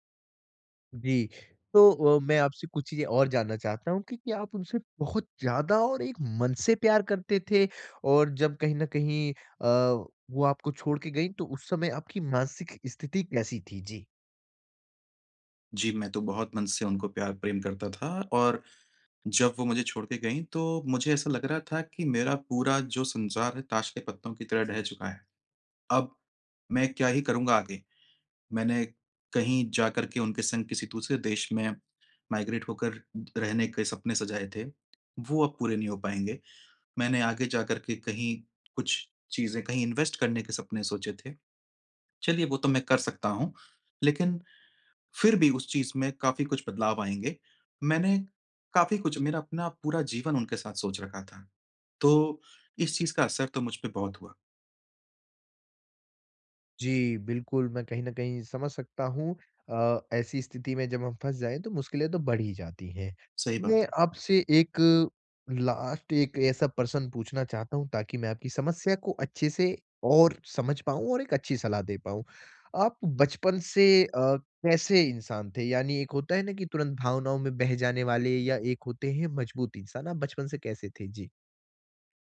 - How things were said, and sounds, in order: tapping; in English: "माइग्रेट"; in English: "इन्वेस्ट"; in English: "लास्ट"
- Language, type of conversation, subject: Hindi, advice, रिश्ता टूटने के बाद अस्थिर भावनाओं का सामना मैं कैसे करूँ?
- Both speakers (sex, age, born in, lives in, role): male, 20-24, India, India, advisor; male, 35-39, India, India, user